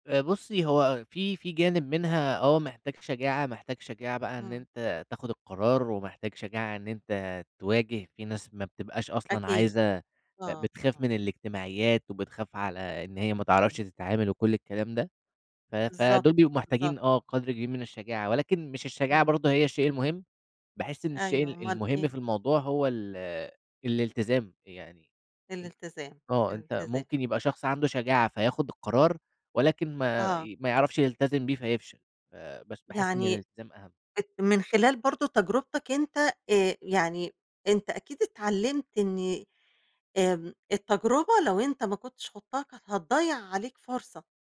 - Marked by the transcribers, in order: unintelligible speech
- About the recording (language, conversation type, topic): Arabic, podcast, إيه هو القرار البسيط اللي خدته وفتحلك باب جديد من غير ما تتوقع؟